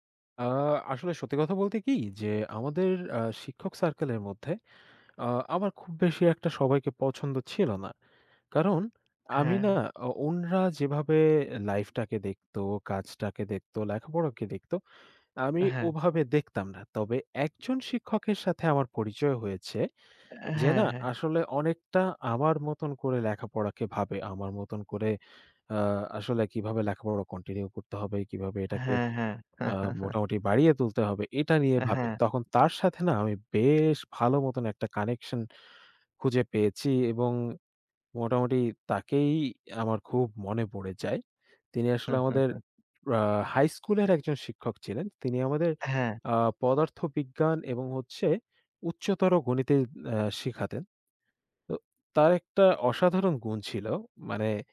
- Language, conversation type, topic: Bengali, unstructured, তোমার প্রিয় শিক্ষক কে এবং কেন?
- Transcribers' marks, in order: "উনারা" said as "উনরা"; chuckle; in English: "connection"; chuckle